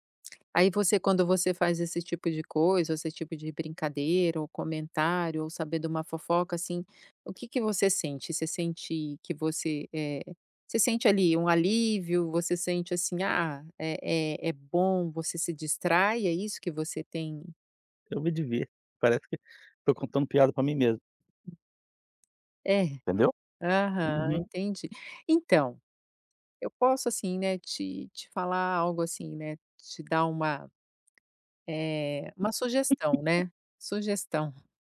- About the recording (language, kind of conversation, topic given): Portuguese, advice, Como posso superar o medo de mostrar interesses não convencionais?
- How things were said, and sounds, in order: tapping; other background noise; laugh